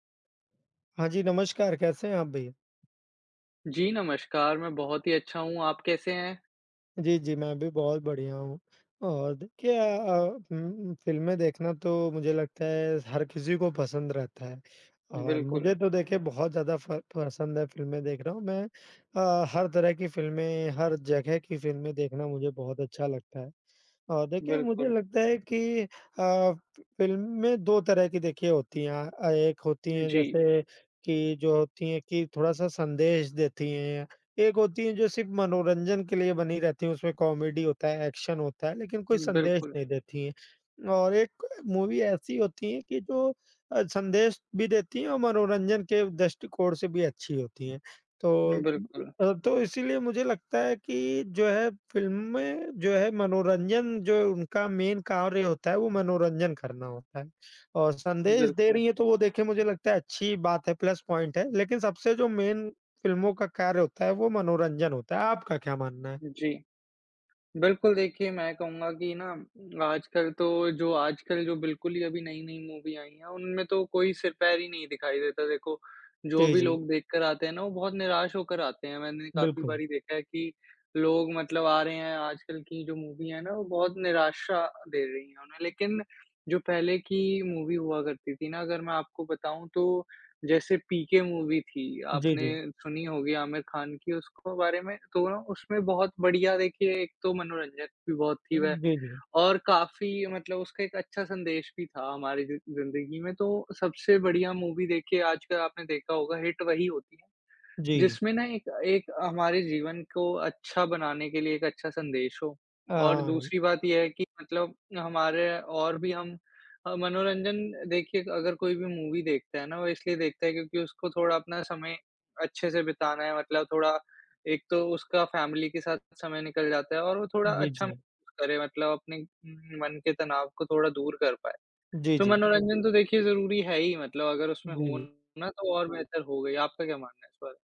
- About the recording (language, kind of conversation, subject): Hindi, unstructured, क्या फिल्मों में मनोरंजन और संदेश, दोनों का होना जरूरी है?
- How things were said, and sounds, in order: tapping; other background noise; in English: "कॉमेडी"; in English: "एक्शन"; in English: "मूवी"; in English: "मेन"; in English: "प्लस पॉइंट"; in English: "मेन"; in English: "मूवी"; in English: "मूवी"; in English: "मूवी"; in English: "मूवी"; other noise; in English: "मूवी"; in English: "हिट"; in English: "मूवी"; in English: "फ़ैमिली"